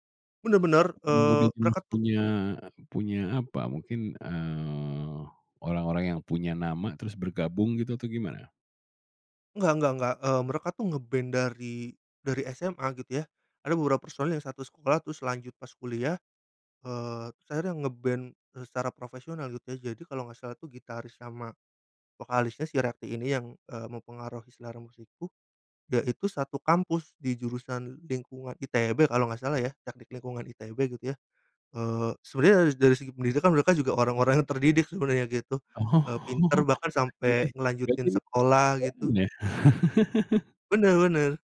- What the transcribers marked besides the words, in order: tapping; laughing while speaking: "Oh"; unintelligible speech; laugh
- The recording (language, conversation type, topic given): Indonesian, podcast, Siapa musisi yang paling berpengaruh terhadap selera musikmu?